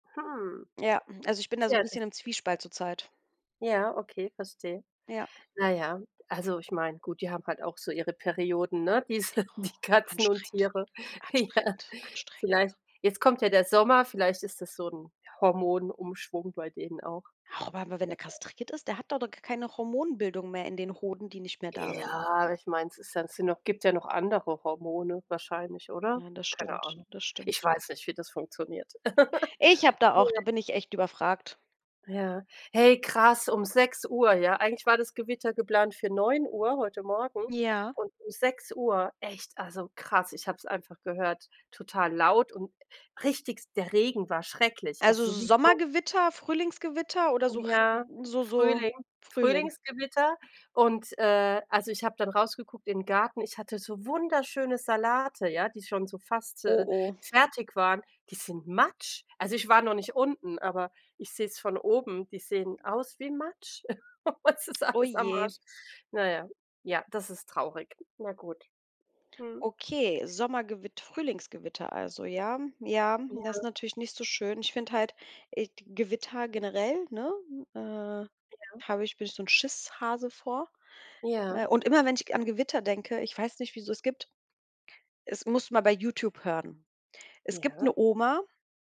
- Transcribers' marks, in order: laughing while speaking: "diese"; laughing while speaking: "ja"; laugh; laugh; laughing while speaking: "Es ist alles"
- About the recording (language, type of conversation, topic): German, unstructured, Welche Jahreszeit magst du am liebsten und warum?